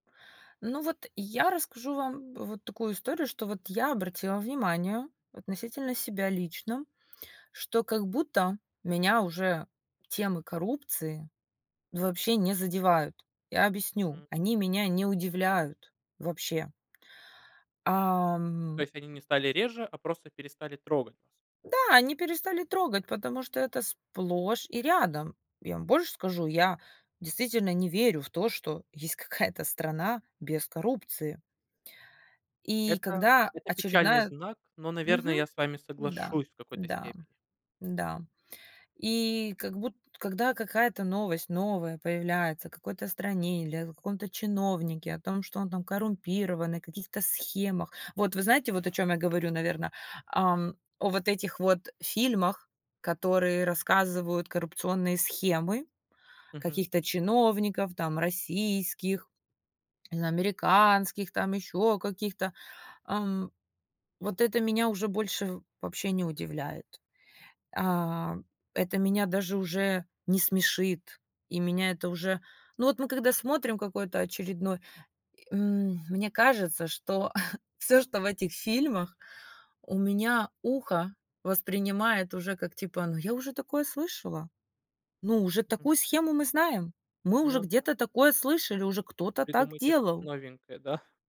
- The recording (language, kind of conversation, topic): Russian, unstructured, Как вы думаете, почему коррупция так часто обсуждается в СМИ?
- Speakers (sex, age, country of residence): female, 35-39, United States; male, 30-34, Romania
- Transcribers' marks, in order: other noise; tapping; laughing while speaking: "какая-то"; other background noise; swallow; chuckle